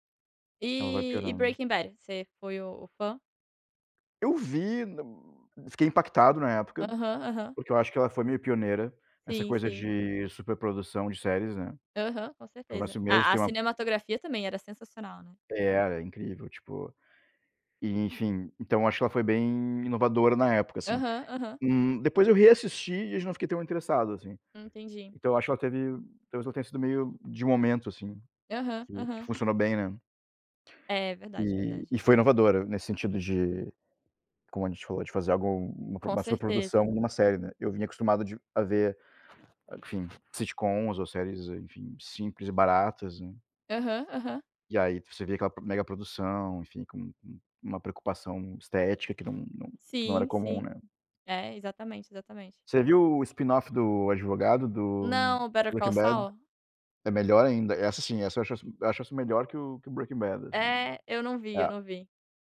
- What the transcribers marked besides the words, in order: in English: "sitcoms"; in English: "spin off"
- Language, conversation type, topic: Portuguese, unstructured, O que faz com que algumas séries de TV se destaquem para você?